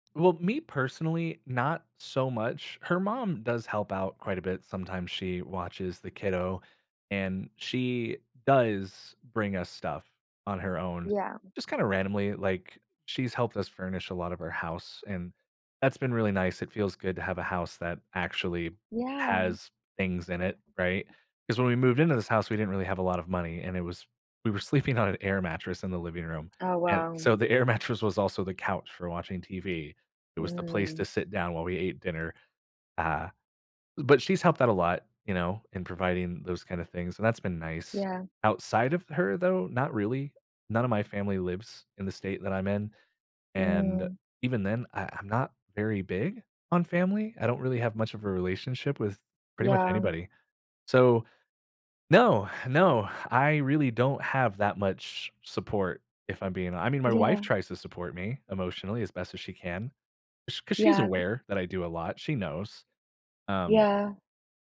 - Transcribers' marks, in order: tapping
- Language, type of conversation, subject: English, advice, How can I manage my responsibilities without feeling overwhelmed?
- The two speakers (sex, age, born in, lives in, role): female, 25-29, United States, United States, advisor; male, 30-34, United States, United States, user